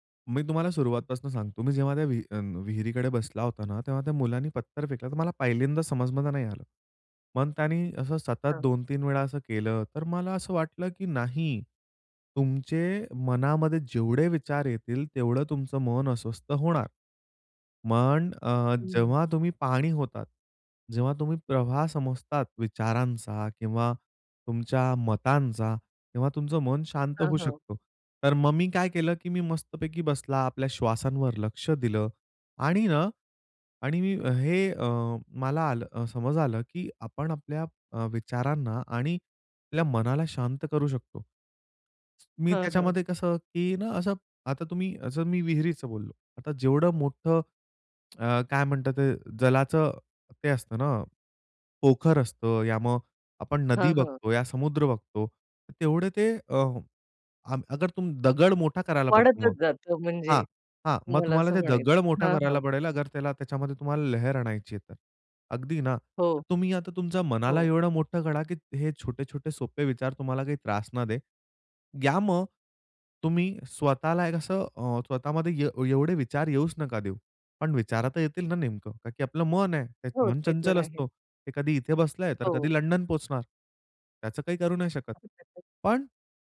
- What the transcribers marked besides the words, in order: tongue click; other background noise; unintelligible speech
- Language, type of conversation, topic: Marathi, podcast, निसर्गातल्या एखाद्या छोट्या शोधामुळे तुझ्यात कोणता बदल झाला?